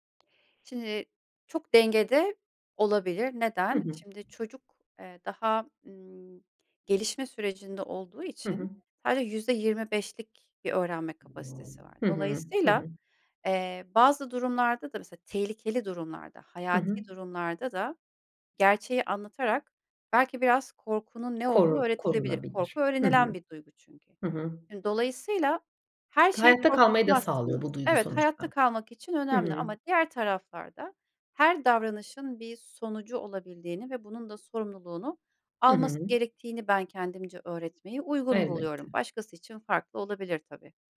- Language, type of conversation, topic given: Turkish, podcast, Sence çocuk yetiştirirken en önemli değerler hangileridir?
- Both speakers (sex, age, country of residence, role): female, 35-39, Italy, host; female, 40-44, Germany, guest
- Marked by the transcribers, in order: other background noise